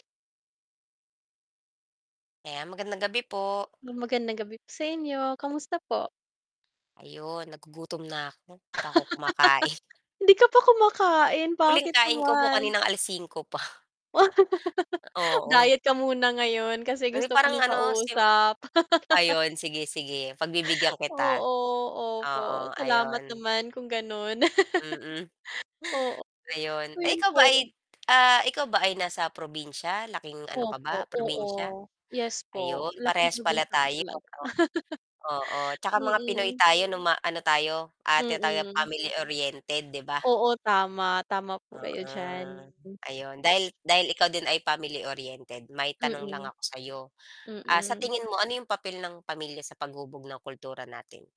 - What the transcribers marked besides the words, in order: static; laugh; laughing while speaking: "diet ka muna ngayon kasi gusto ko ng kausap"; laughing while speaking: "Oo. Opo, salamat naman kung ganon"; chuckle
- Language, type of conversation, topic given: Filipino, unstructured, Ano ang papel ng pamilya sa paghubog ng ating kultura?
- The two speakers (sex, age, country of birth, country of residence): female, 25-29, Philippines, Philippines; female, 30-34, Philippines, Philippines